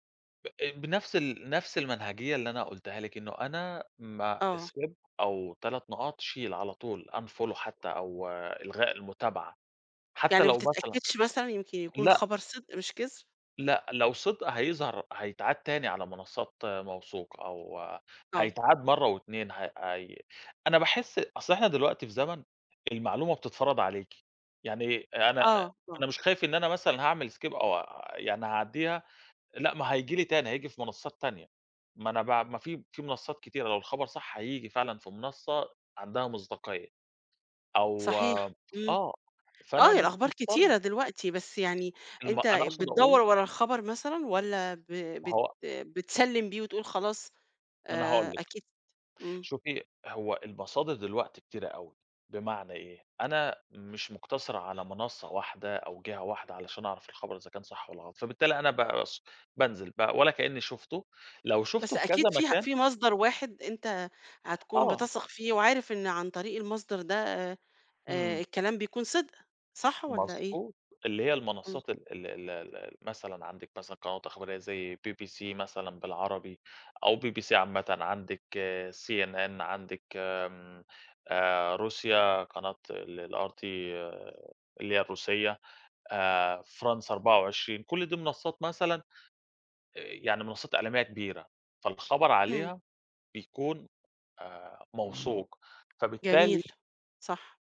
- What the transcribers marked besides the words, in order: in English: "Skip"; other background noise; in English: "unfollow"; in English: "Skip"; tapping
- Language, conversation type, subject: Arabic, podcast, إزاي بتتعامل مع الأخبار الكدابة على الإنترنت؟